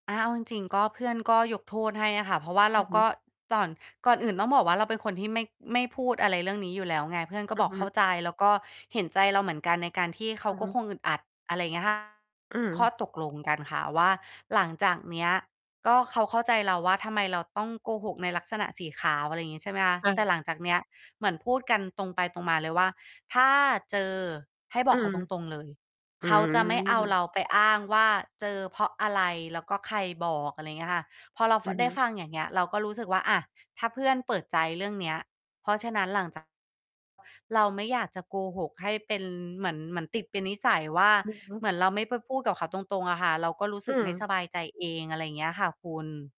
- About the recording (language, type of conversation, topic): Thai, podcast, คุณคิดอย่างไรกับการโกหกแบบถนอมน้ำใจเพื่อไม่ให้คนเสียใจ?
- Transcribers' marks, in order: distorted speech